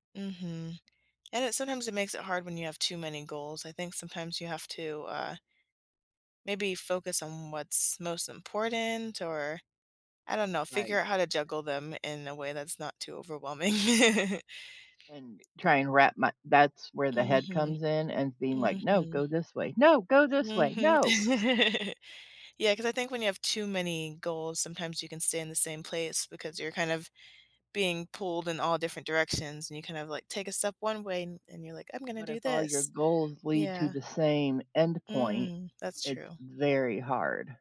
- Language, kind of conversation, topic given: English, unstructured, What helps you keep working toward your goals when motivation fades?
- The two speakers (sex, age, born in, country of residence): female, 30-34, United States, United States; female, 50-54, United States, United States
- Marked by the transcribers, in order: other background noise; chuckle; tapping; chuckle